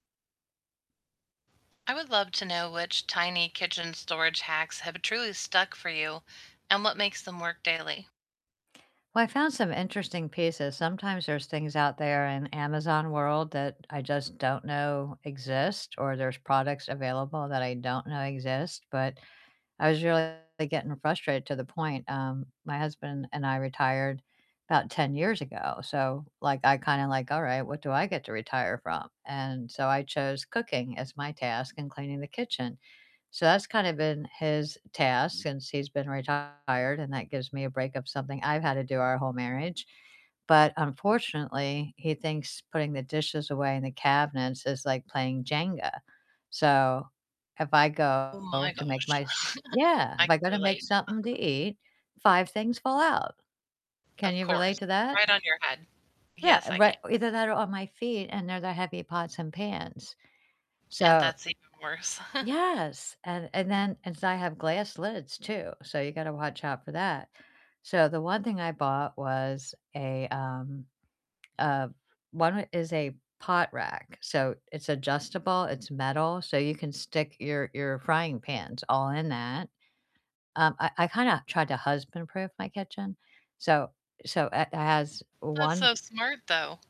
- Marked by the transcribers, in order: static; distorted speech; chuckle; other background noise; tapping; chuckle
- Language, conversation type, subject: English, unstructured, Which tiny kitchen storage hacks have truly stuck for you, and what makes them work every day?
- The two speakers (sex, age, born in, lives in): female, 45-49, United States, United States; female, 60-64, United States, United States